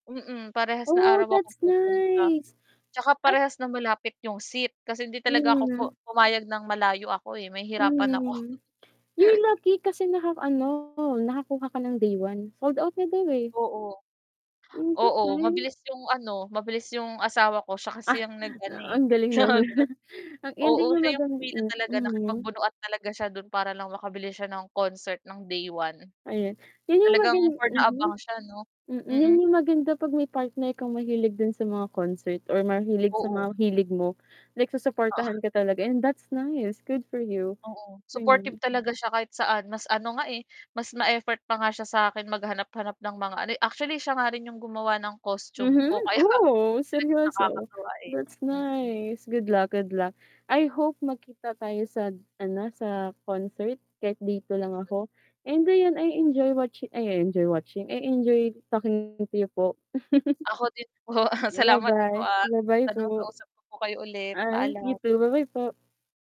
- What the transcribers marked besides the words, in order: static; in English: "Oh that's nice"; distorted speech; tapping; laugh; laughing while speaking: "chat"; laughing while speaking: "naman"; in English: "that's nice, good for you"; in English: "I enjoy watching, I enjoy talking to you"; chuckle; laughing while speaking: "Ako din po"
- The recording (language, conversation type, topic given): Filipino, unstructured, Naalala mo ba ang unang konsiyertong napuntahan mo?
- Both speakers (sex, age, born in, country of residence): female, 25-29, Philippines, Philippines; female, 25-29, Philippines, Philippines